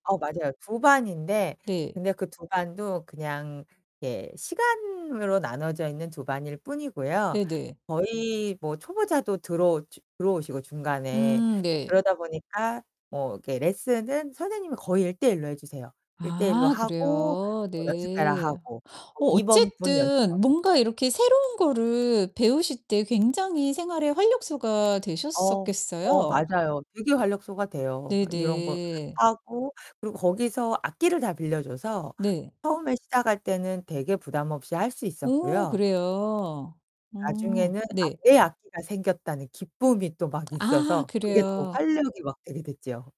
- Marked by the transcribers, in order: distorted speech; static; tapping; other background noise
- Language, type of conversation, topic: Korean, podcast, 이 취미가 일상에 어떤 영향을 주었나요?